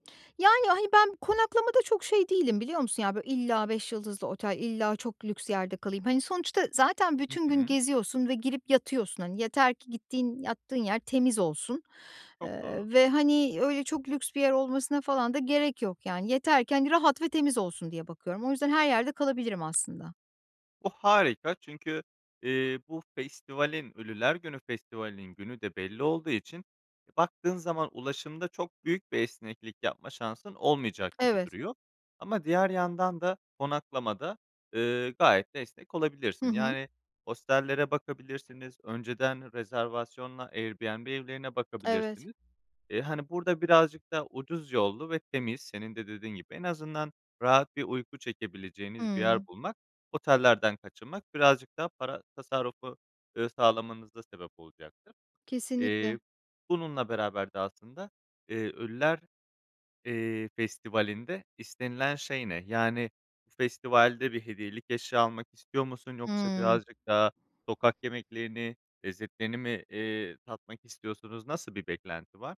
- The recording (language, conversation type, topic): Turkish, advice, Zamanım ve bütçem kısıtlıyken iyi bir seyahat planını nasıl yapabilirim?
- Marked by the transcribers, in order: other background noise